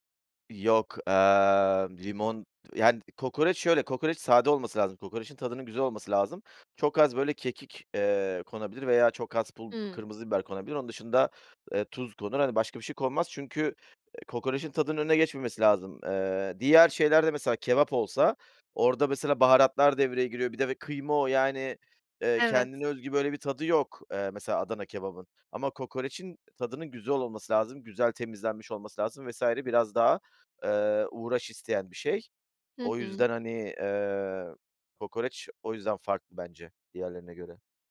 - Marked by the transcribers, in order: other background noise
- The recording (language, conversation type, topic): Turkish, podcast, Sokak lezzetleri arasında en sevdiğin hangisiydi ve neden?